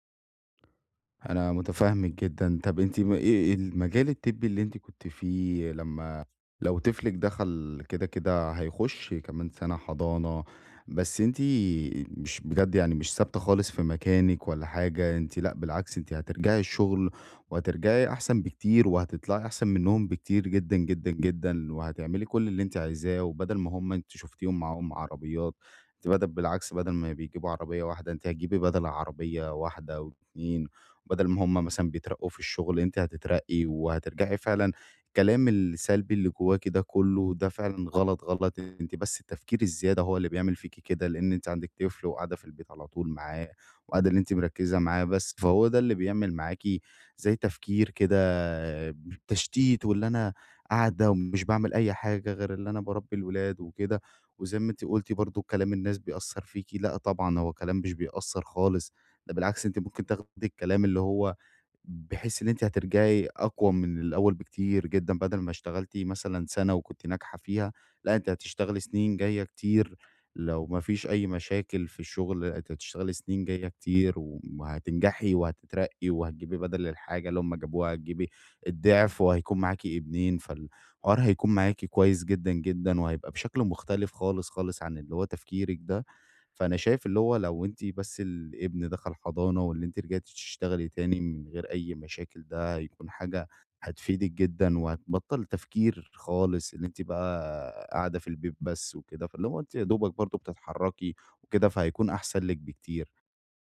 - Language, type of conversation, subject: Arabic, advice, إزاي أبدأ أواجه الكلام السلبي اللي جوايا لما يحبطني ويخلّيني أشك في نفسي؟
- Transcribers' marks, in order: tapping